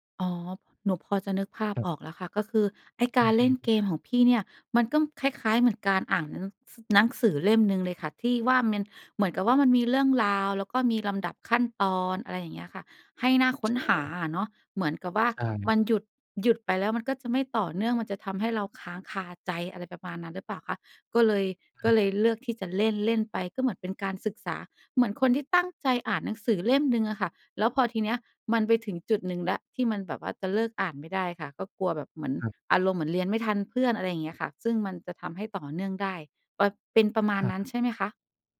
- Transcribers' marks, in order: none
- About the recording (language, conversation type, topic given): Thai, podcast, บอกเล่าช่วงที่คุณเข้าโฟลว์กับงานอดิเรกได้ไหม?